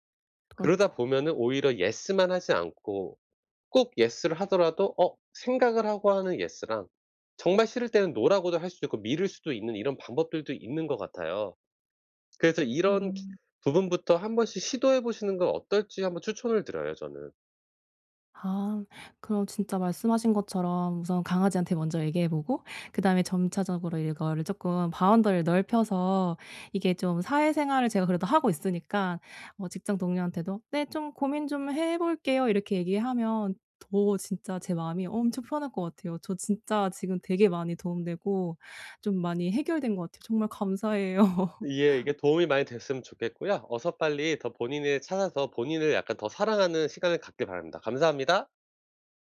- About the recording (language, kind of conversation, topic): Korean, advice, 남들의 시선 속에서도 진짜 나를 어떻게 지킬 수 있을까요?
- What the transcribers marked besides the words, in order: other background noise; in English: "바운더리를"; laugh